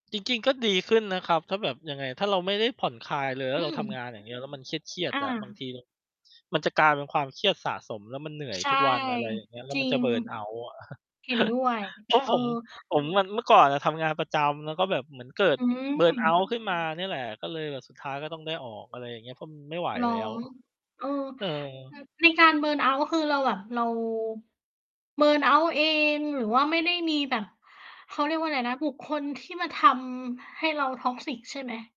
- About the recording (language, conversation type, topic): Thai, unstructured, กิจกรรมอะไรช่วยให้คุณผ่อนคลายได้ดีที่สุด?
- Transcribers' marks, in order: other background noise; in English: "เบิร์นเอาต์"; chuckle; in English: "เบิร์นเอาต์"; tapping; distorted speech; in English: "เบิร์นเอาต์"; in English: "เบิร์นเอาต์"; in English: "toxic"